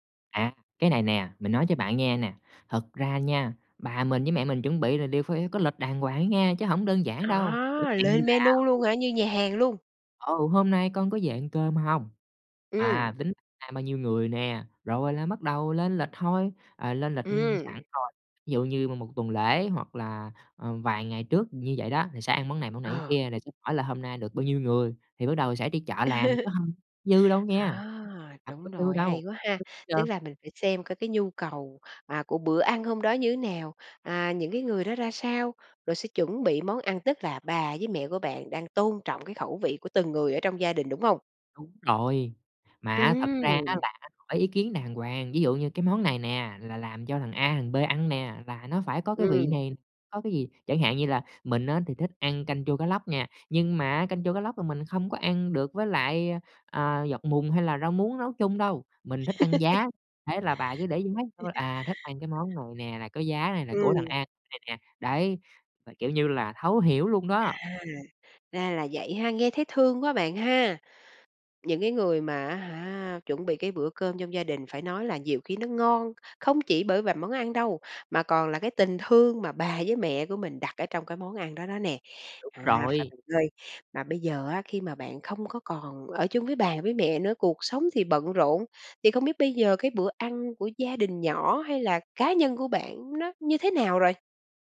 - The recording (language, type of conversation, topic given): Vietnamese, podcast, Bạn thường tổ chức bữa cơm gia đình như thế nào?
- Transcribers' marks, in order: tapping; unintelligible speech; laugh; other background noise; laugh